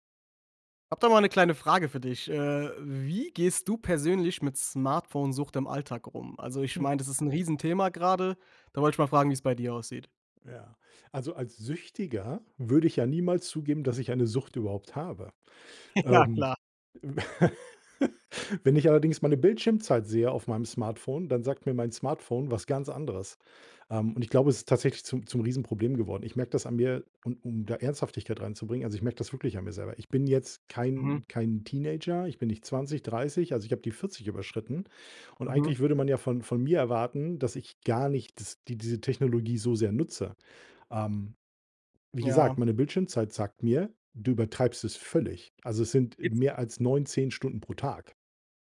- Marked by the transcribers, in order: laugh; chuckle
- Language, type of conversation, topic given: German, podcast, Wie gehst du im Alltag mit Smartphone-Sucht um?